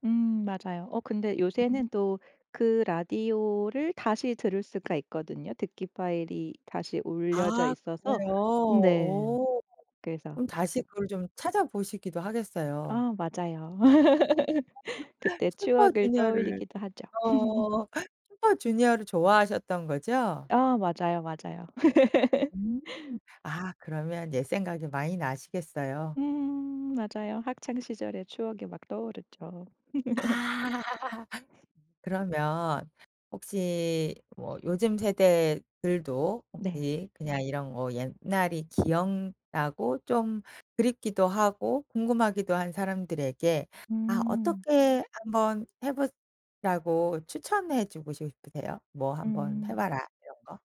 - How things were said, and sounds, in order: other background noise; tapping; laugh; giggle; laugh; chuckle; laughing while speaking: "아"
- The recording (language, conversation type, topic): Korean, podcast, 어떤 옛 매체가 지금도 당신에게 위로가 되나요?